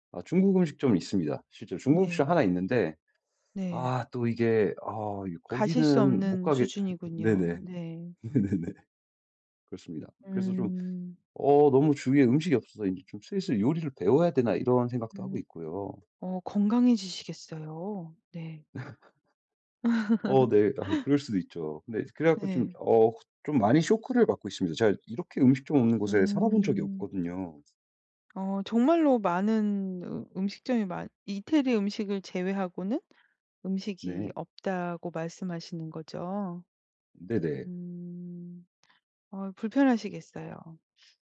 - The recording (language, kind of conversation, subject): Korean, advice, 새로운 식문화와 식단 변화에 어떻게 잘 적응할 수 있을까요?
- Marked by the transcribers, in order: other background noise; laugh; laughing while speaking: "네네네"; laugh; tapping